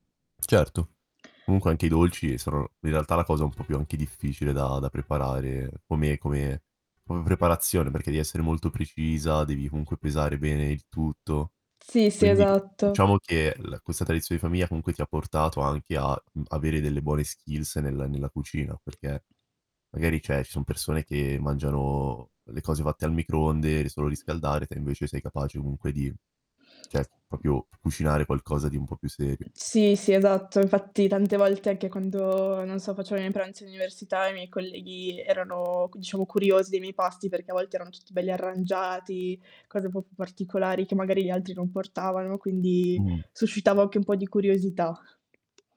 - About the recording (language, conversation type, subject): Italian, podcast, Qual è il ruolo dei pasti in famiglia nella vostra vita quotidiana?
- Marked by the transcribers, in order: tapping; mechanical hum; other background noise; distorted speech; in English: "skills"; "cioè" said as "ceh"; "proprio" said as "propio"